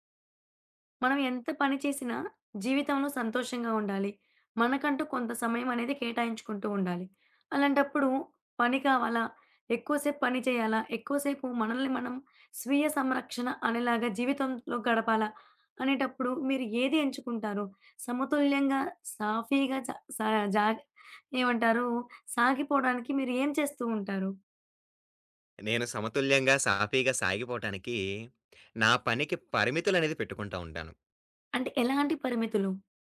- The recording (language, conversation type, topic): Telugu, podcast, పని-జీవిత సమతుల్యాన్ని మీరు ఎలా నిర్వహిస్తారు?
- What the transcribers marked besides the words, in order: none